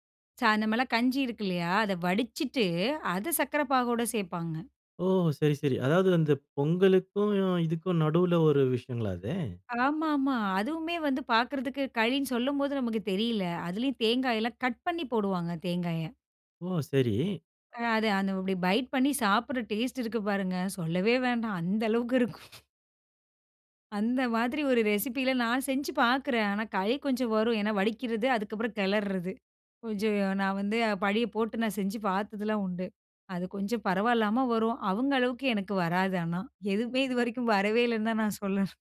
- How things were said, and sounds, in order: surprised: "ஆமாமா"; surprised: "ஓ! சரி"; in English: "பைட்"; in English: "டேஸ்ட்"; laughing while speaking: "அந்த அளவுக்கு இருக்கும்"; chuckle; other noise; "ஏன்னா" said as "ஏனா"; chuckle
- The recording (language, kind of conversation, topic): Tamil, podcast, அம்மாவின் குறிப்பிட்ட ஒரு சமையல் குறிப்பை பற்றி சொல்ல முடியுமா?